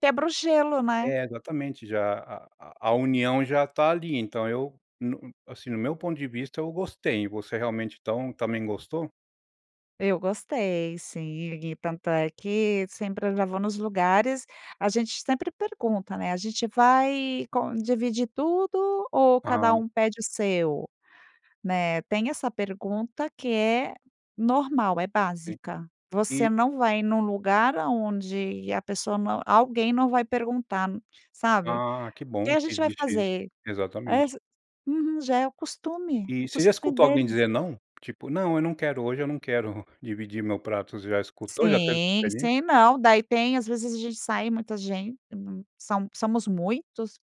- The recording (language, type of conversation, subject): Portuguese, podcast, Como a comida influenciou sua adaptação cultural?
- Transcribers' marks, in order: "somos" said as "samos"